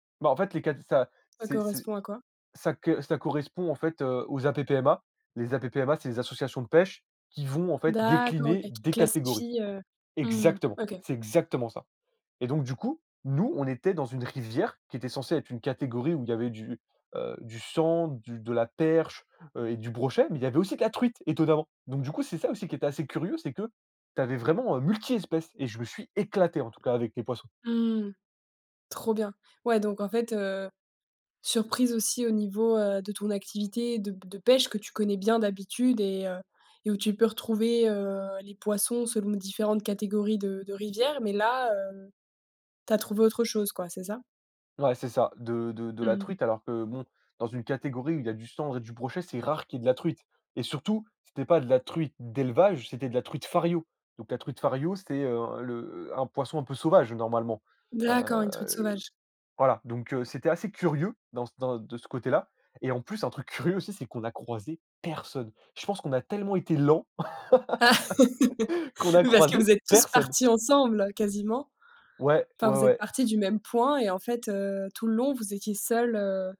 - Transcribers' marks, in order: stressed: "éclaté"; other background noise; stressed: "rare"; laugh
- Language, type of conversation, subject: French, podcast, Peux-tu raconter une aventure où tu t’es senti vraiment curieux et surpris ?